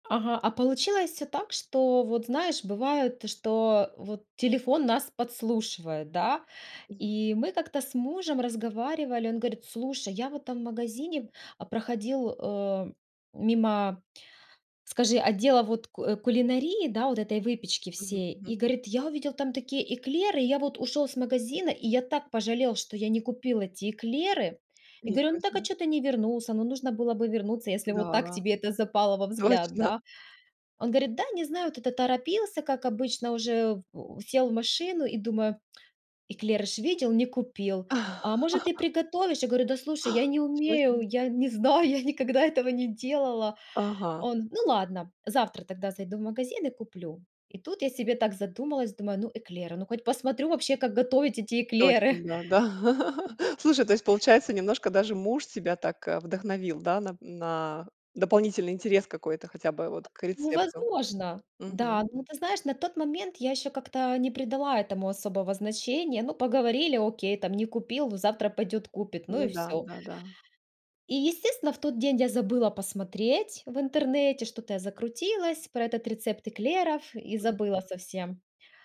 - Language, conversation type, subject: Russian, podcast, Как хобби влияет на ваше настроение и уровень стресса?
- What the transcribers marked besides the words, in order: tapping; chuckle; laugh; other background noise